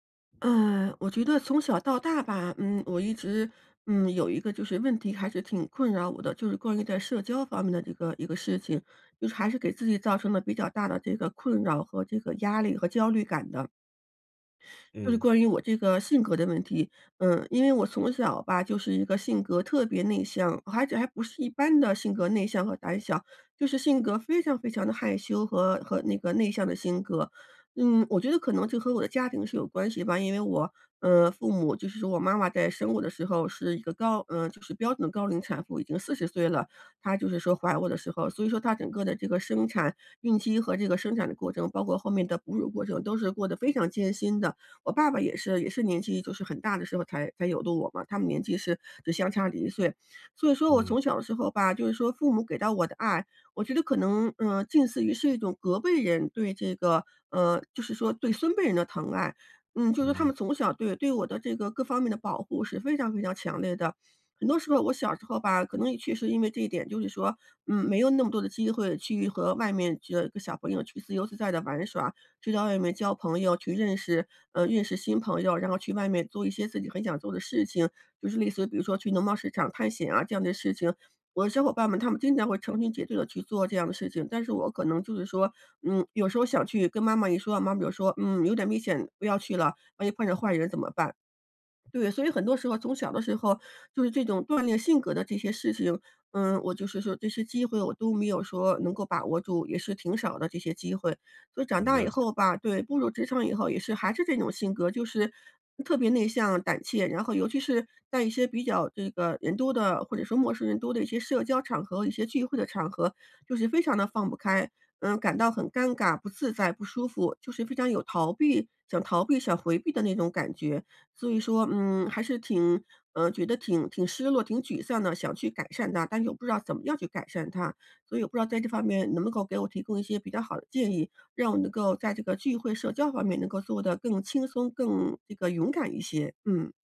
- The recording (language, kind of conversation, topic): Chinese, advice, 在聚会中感到尴尬和孤立时，我该怎么办？
- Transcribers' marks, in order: none